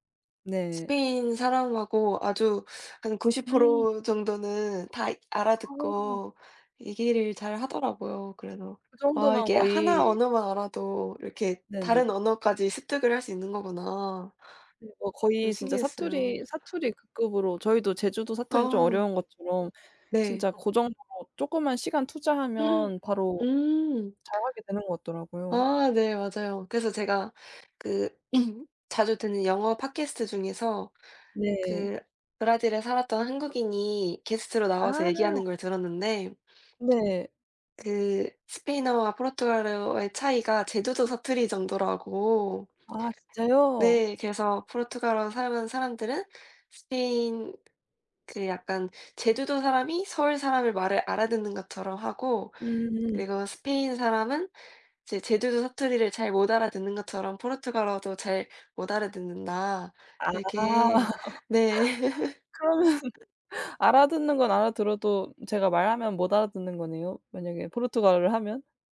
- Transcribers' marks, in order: tapping; other background noise; throat clearing; laughing while speaking: "아. 그러면"; laughing while speaking: "네"; laugh
- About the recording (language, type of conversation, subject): Korean, unstructured, 요즘 공부할 때 가장 재미있는 과목은 무엇인가요?